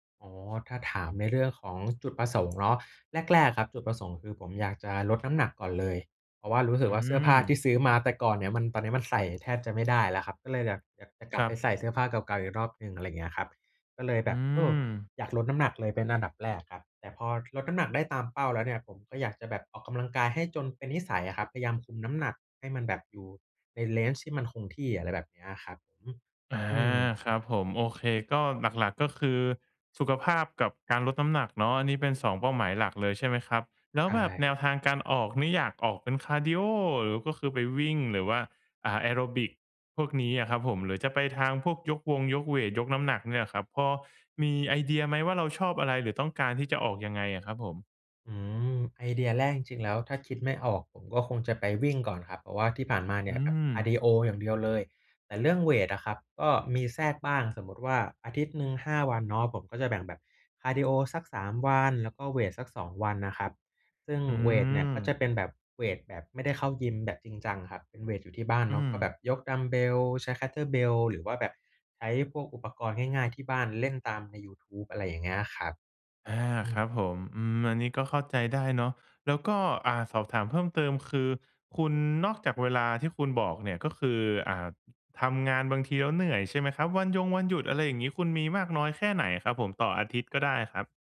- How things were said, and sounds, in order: tapping; in English: "range"
- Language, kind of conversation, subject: Thai, advice, ฉันจะเริ่มสร้างนิสัยและติดตามความก้าวหน้าในแต่ละวันอย่างไรให้ทำได้ต่อเนื่อง?